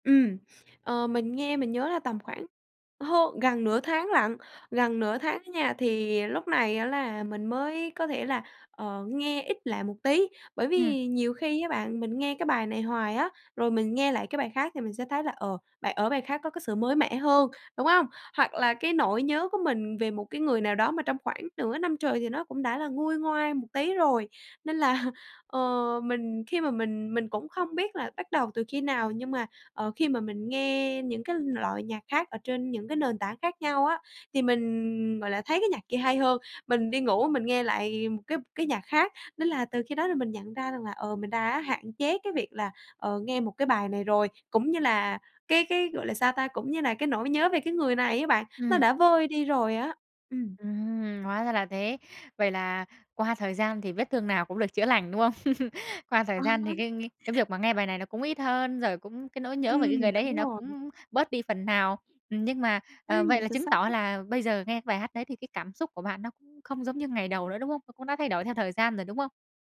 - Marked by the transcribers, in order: laughing while speaking: "là"; tapping; laugh
- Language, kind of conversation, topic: Vietnamese, podcast, Bài hát nào luôn gợi cho bạn nhớ đến một người nào đó?